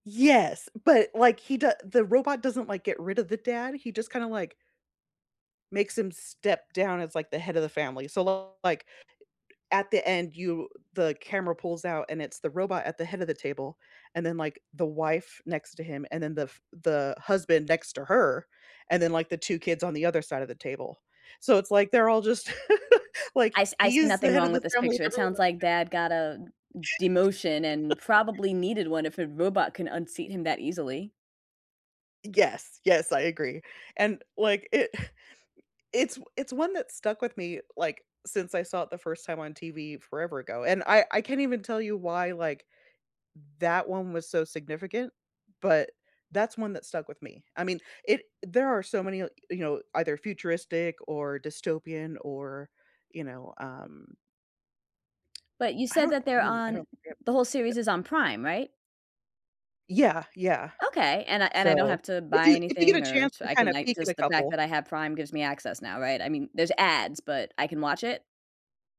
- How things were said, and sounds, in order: laugh; unintelligible speech; laugh; chuckle; tapping; unintelligible speech
- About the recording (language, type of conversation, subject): English, unstructured, Do you prefer watching one episode each night or doing a weekend marathon, and how can we turn it into a shared ritual?